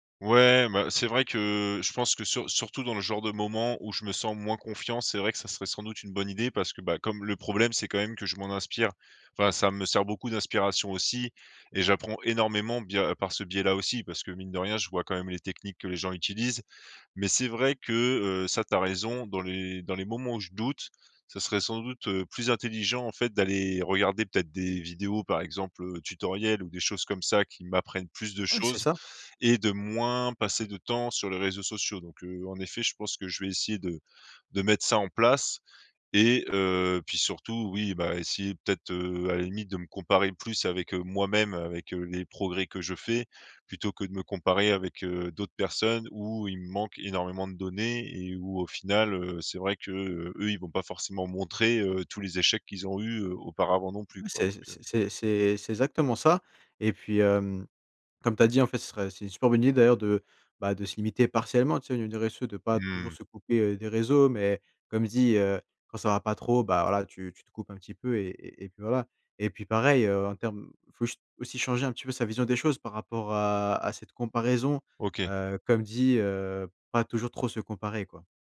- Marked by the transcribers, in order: other background noise; tapping
- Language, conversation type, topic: French, advice, Comment arrêter de me comparer aux autres quand cela bloque ma confiance créative ?